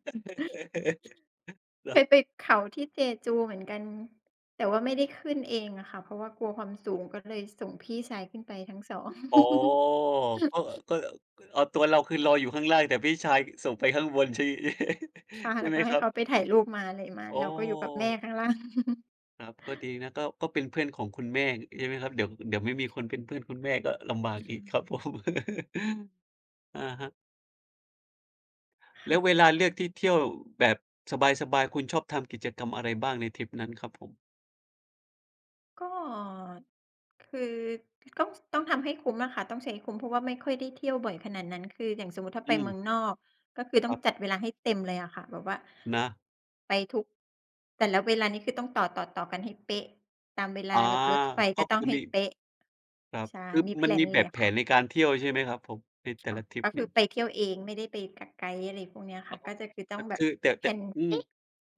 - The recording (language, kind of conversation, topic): Thai, unstructured, คุณชอบเที่ยวแบบผจญภัยหรือเที่ยวแบบสบายๆ มากกว่ากัน?
- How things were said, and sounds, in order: chuckle; chuckle; chuckle; chuckle; chuckle; chuckle; other background noise